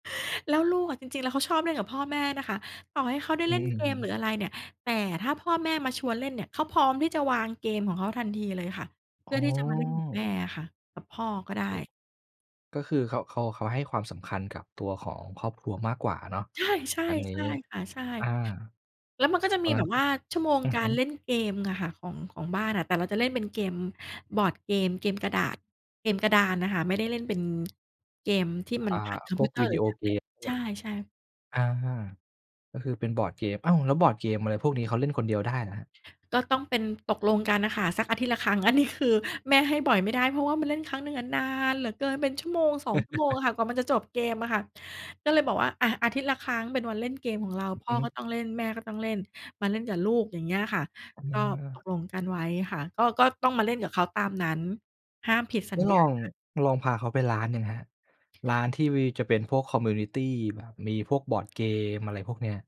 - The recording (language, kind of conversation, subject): Thai, podcast, คุณตั้งขอบเขตกับคนที่บ้านอย่างไรเมื่อจำเป็นต้องทำงานที่บ้าน?
- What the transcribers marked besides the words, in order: chuckle; in English: "คอมมิวนิตี"